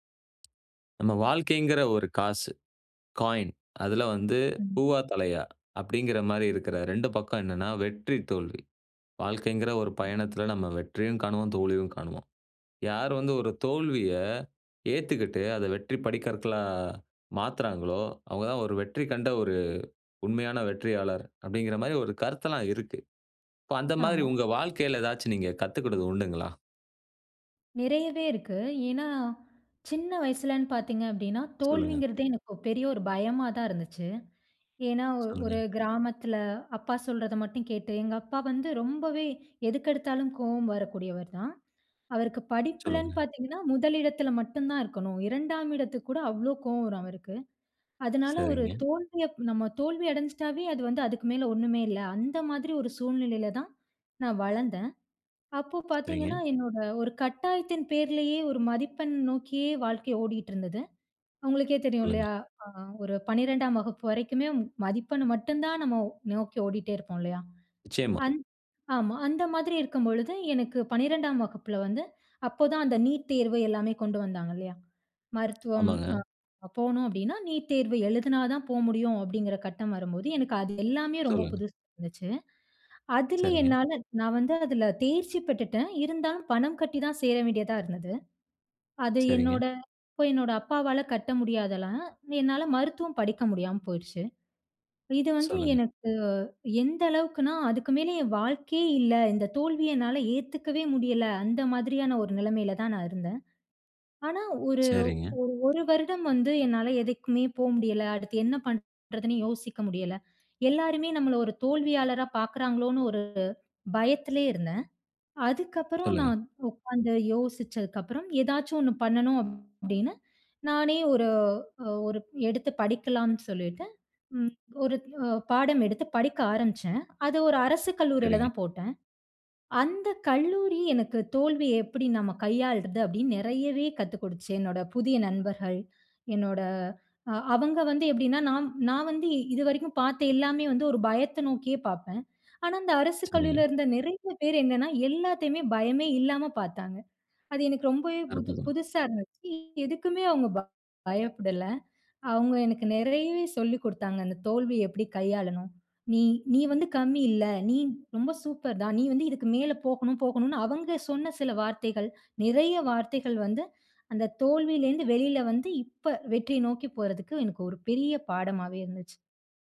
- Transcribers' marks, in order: other noise; in English: "காயின்"; "கொடுத்துச்சு" said as "கொடுத்ச்சு"; unintelligible speech; trusting: "அந்த தோல்விய எப்பிடி கையாளனும். நீ … பெரிய பாடமாவே இருந்துச்சு"
- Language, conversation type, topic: Tamil, podcast, தோல்வியிலிருந்து நீங்கள் கற்றுக்கொண்ட வாழ்க்கைப் பாடம் என்ன?